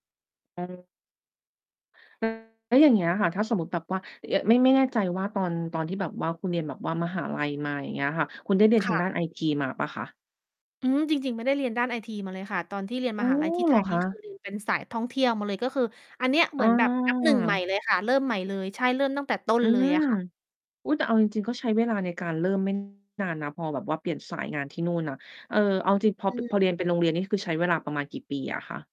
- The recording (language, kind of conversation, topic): Thai, podcast, หากคุณอยากเปลี่ยนสายอาชีพ ควรเริ่มต้นอย่างไร?
- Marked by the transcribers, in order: distorted speech; "ไอที" said as "ไอจี"